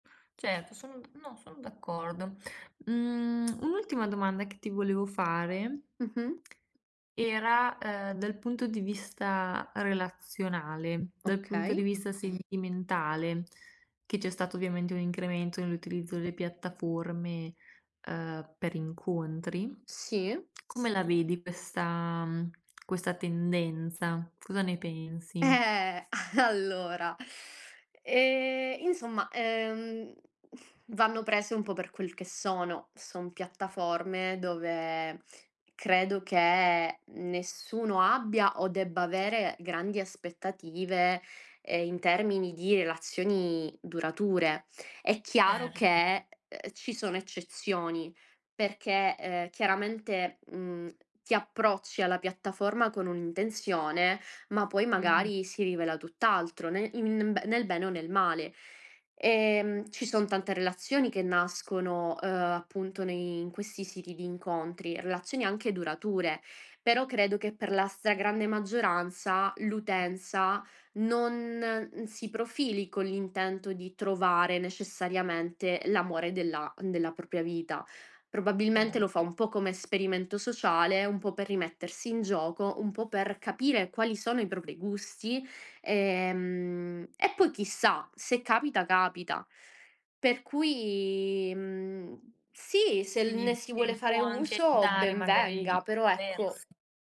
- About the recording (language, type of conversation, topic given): Italian, podcast, Qual è il ruolo dei social network nelle tue relazioni nella vita reale?
- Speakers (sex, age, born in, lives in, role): female, 25-29, Italy, Italy, guest; female, 25-29, Italy, Italy, host
- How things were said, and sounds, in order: other background noise; laughing while speaking: "Eh, allora"; drawn out: "Eh"; teeth sucking; other noise; unintelligible speech